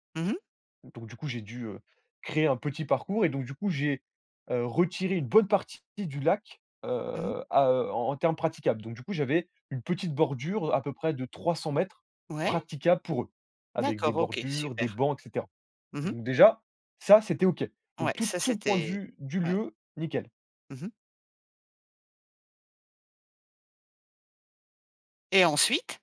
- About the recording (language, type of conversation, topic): French, podcast, Comment organiser une sortie nature avec des enfants ?
- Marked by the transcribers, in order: none